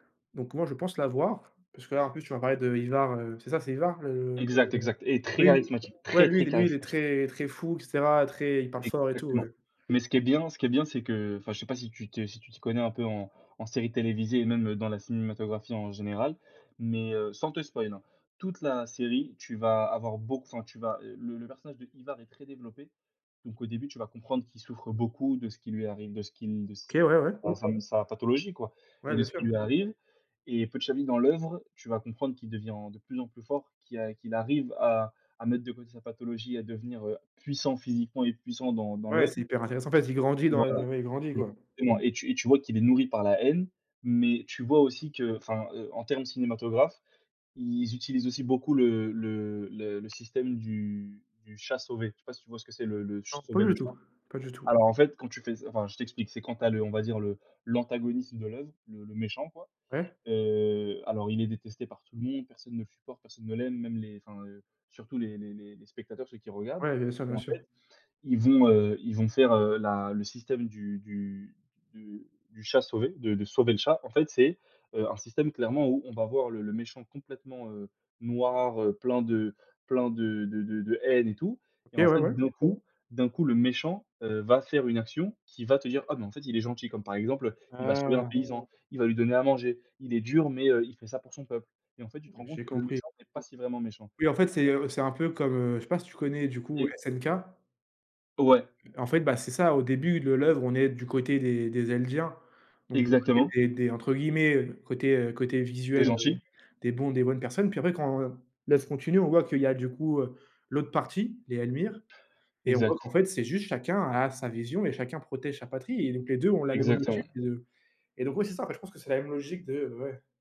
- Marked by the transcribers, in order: other background noise; in English: "spoil"; tapping
- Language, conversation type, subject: French, unstructured, Quelle série télévisée recommanderais-tu à un ami ?
- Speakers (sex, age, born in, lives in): male, 20-24, France, France; male, 20-24, France, France